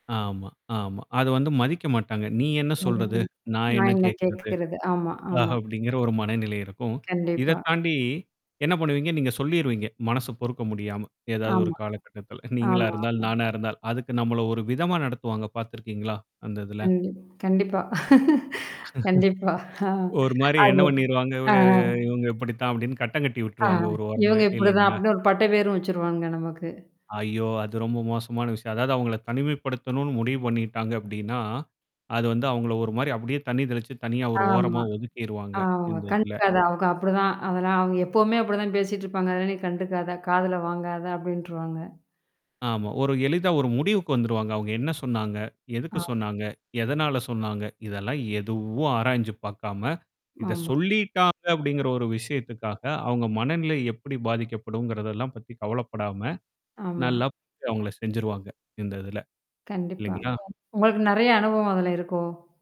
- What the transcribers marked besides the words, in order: unintelligible speech; other noise; chuckle; laugh; tapping; distorted speech; other background noise
- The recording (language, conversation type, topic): Tamil, podcast, பாதுகாப்பான பேசுகைச் சூழலை எப்படி உருவாக்கலாம்?